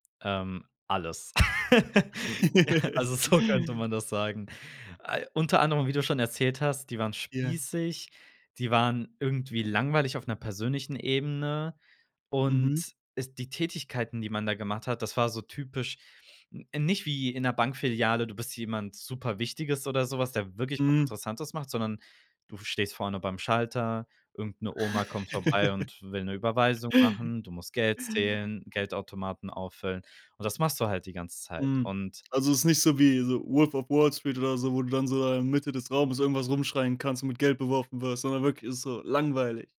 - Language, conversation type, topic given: German, podcast, Was hat dich zu deinem Karrierewechsel bewegt?
- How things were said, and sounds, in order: laugh; laughing while speaking: "Ja, also"; laugh; other noise; laugh